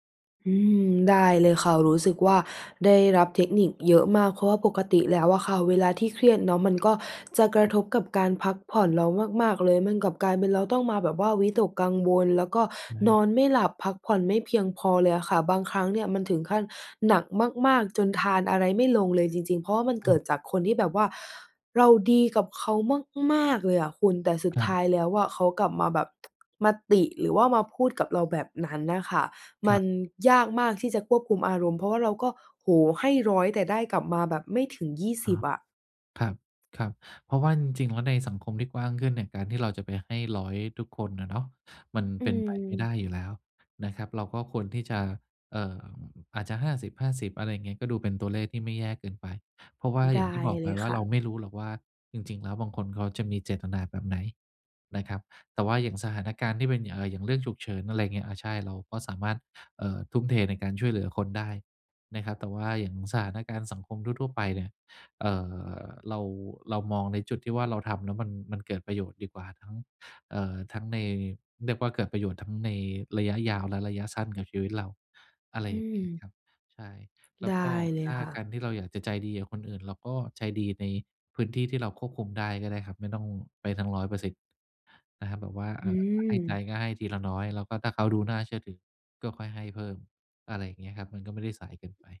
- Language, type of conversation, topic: Thai, advice, จะจัดการความวิตกกังวลหลังได้รับคำติชมอย่างไรดี?
- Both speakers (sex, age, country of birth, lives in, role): female, 20-24, Thailand, Thailand, user; male, 50-54, Thailand, Thailand, advisor
- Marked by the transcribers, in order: other background noise; tapping; stressed: "มาก ๆ"